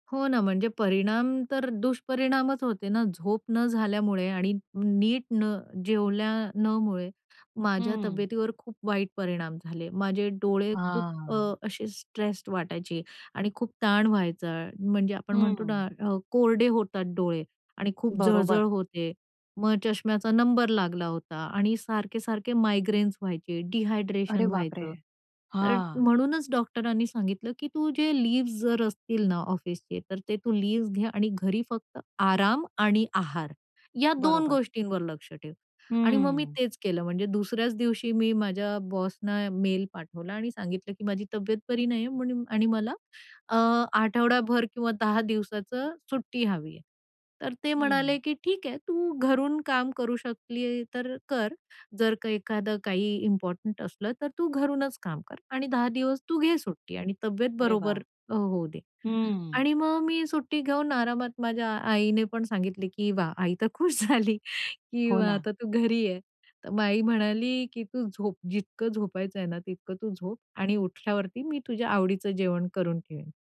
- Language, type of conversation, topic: Marathi, podcast, आरोग्यदायी सवयी सुरू करण्यासाठी कुठून आणि कशापासून सुरुवात करावी असे तुम्हाला वाटते?
- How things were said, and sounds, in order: in English: "लीव्हज"; in English: "लीव्हज"; in English: "इम्पॉर्टंट"; laughing while speaking: "खुश झाली"